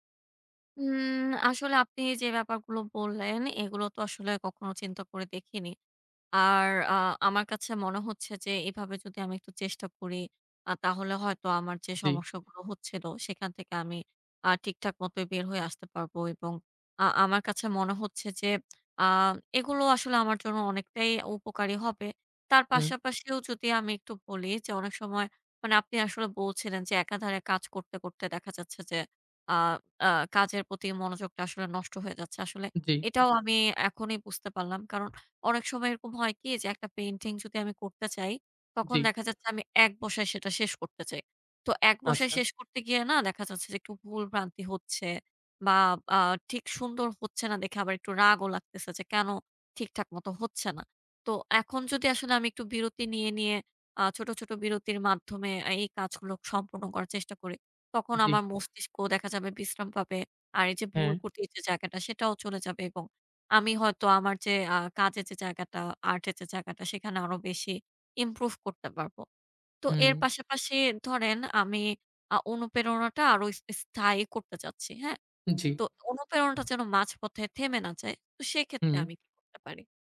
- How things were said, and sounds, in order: tapping; other background noise
- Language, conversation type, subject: Bengali, advice, প্রতিদিন সহজভাবে প্রেরণা জাগিয়ে রাখার জন্য কী কী দৈনন্দিন অভ্যাস গড়ে তুলতে পারি?